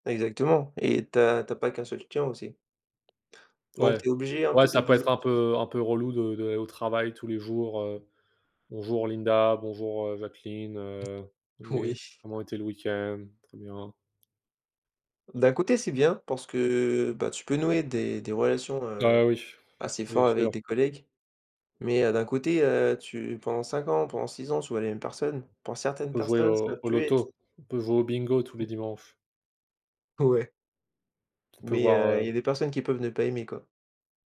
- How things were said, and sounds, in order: tapping; unintelligible speech; put-on voice: "Bonjour Linda, bonjour, heu, Jacqueline … week-end ? Très bien"; other background noise; exhale; laughing while speaking: "Ouais"
- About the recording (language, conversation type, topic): French, unstructured, Préférez-vous un environnement de travail formel ou informel ?